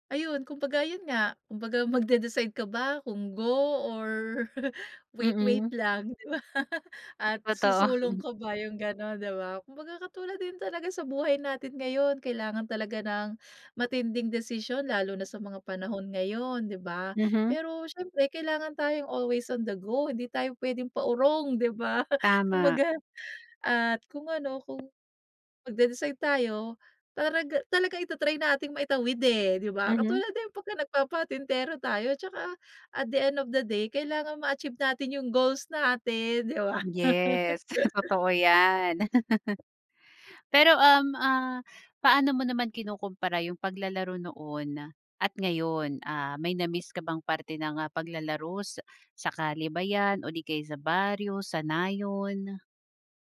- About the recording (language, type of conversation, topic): Filipino, podcast, Anong larong pambata ang may pinakamalaking naging epekto sa iyo?
- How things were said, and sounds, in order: chuckle; snort; in English: "always on the go"; snort; laughing while speaking: "totoo"; laugh; chuckle